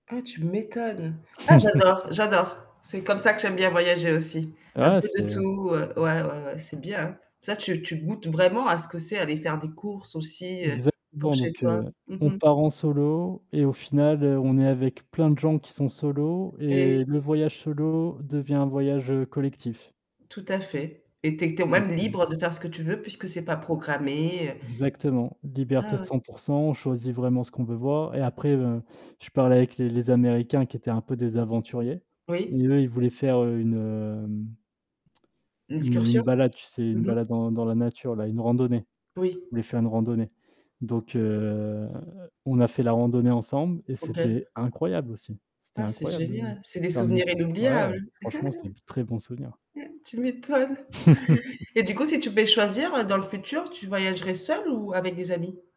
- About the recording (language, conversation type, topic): French, unstructured, As-tu déjà voyagé seul, et comment ça s’est passé ?
- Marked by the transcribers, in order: static; distorted speech; chuckle; unintelligible speech; tapping; tsk; unintelligible speech; chuckle; laughing while speaking: "Tu m'étonnes"; chuckle